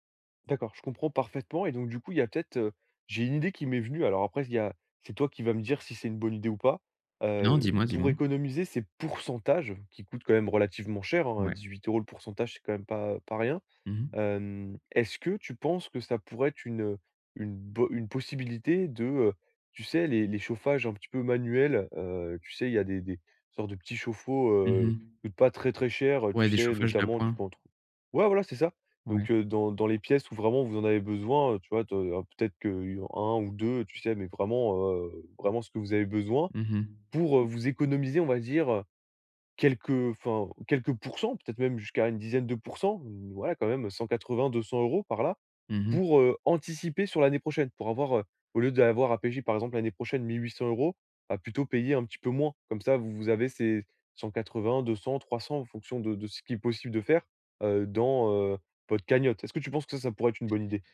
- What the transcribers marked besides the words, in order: stressed: "pourcentages"; tapping; "payer" said as "péger"
- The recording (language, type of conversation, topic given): French, advice, Comment gérer une dépense imprévue sans sacrifier l’essentiel ?